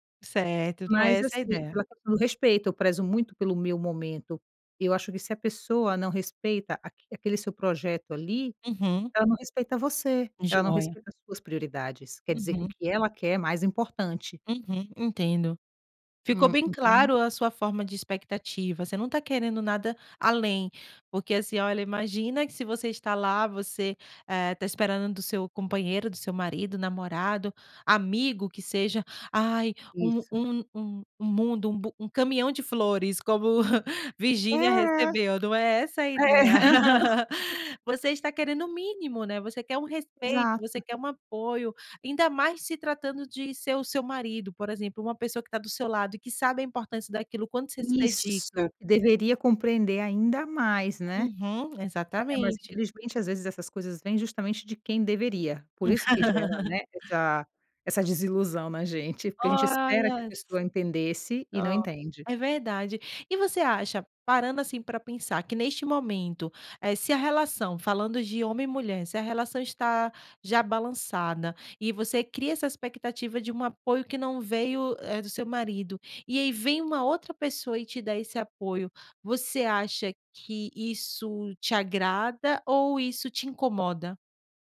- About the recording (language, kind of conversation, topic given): Portuguese, podcast, Como lidar quando o apoio esperado não aparece?
- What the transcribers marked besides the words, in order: unintelligible speech; chuckle; laugh; chuckle; tapping; laugh; unintelligible speech